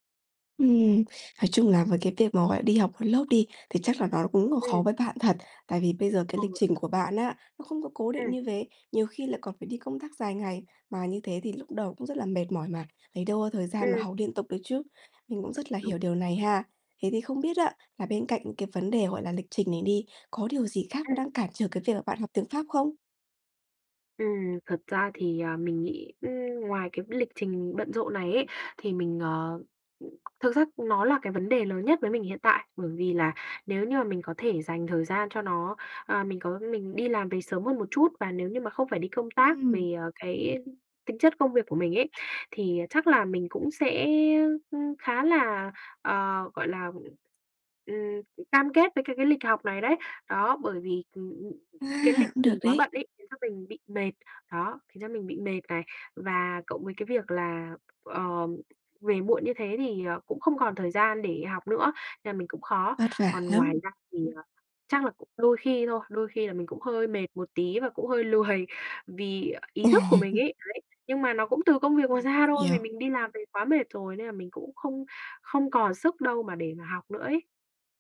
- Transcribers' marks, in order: tapping; other background noise; laughing while speaking: "lười"; laugh; unintelligible speech
- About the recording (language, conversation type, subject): Vietnamese, advice, Làm sao tôi có thể linh hoạt điều chỉnh kế hoạch khi mục tiêu thay đổi?